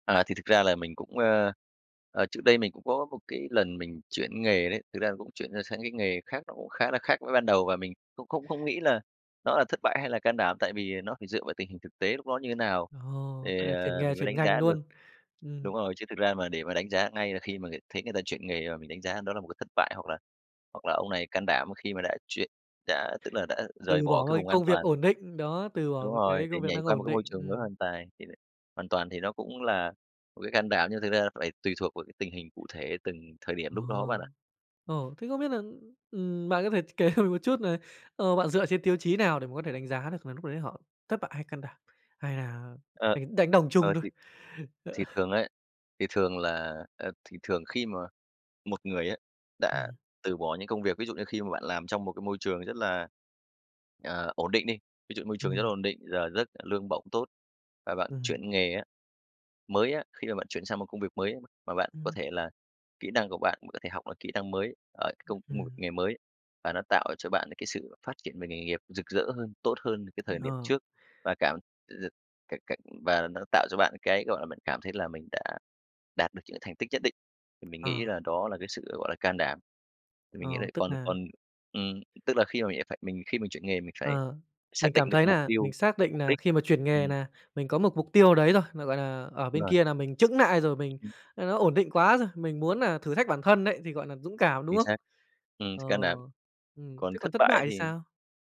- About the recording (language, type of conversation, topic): Vietnamese, podcast, Bạn nghĩ việc thay đổi nghề là dấu hiệu của thất bại hay là sự can đảm?
- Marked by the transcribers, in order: tapping; "luôn" said as "nuôn"; laughing while speaking: "kể"; other noise; other background noise; unintelligible speech